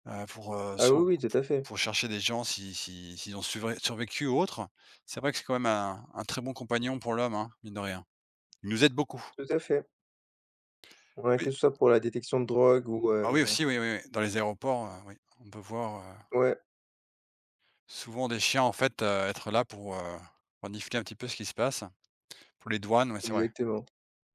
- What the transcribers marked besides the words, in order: none
- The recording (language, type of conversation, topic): French, unstructured, Avez-vous déjà vu un animal faire quelque chose d’incroyable ?